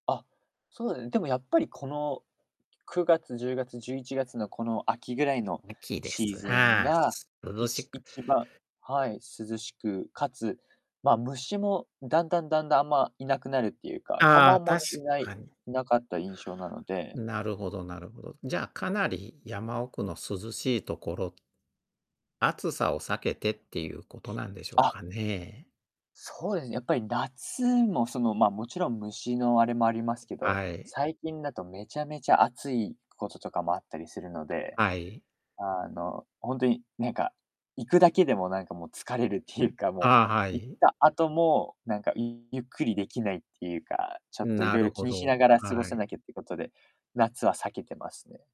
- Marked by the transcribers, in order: distorted speech; other background noise
- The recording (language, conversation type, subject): Japanese, podcast, 自然の中で最も心を動かされたのは、どんな経験でしたか？